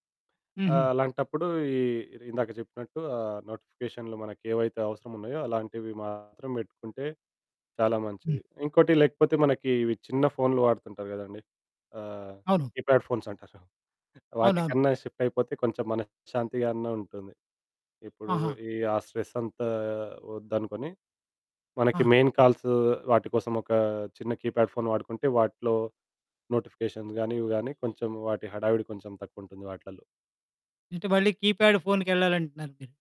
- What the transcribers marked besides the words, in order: in English: "కీప్యాడ్ ఫోన్స్"; chuckle; in English: "షిఫ్ట్"; other background noise; in English: "స్ట్రెస్"; drawn out: "అంతా"; in English: "మెయిన్ కాల్స్"; in English: "కీప్యాడ్"; in English: "నోటిఫికేషన్స్"; in English: "కీప్యాడ్"
- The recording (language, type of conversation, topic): Telugu, podcast, నోటిఫికేషన్లు మీ ఏకాగ్రతను ఎలా చెదరగొడతాయి?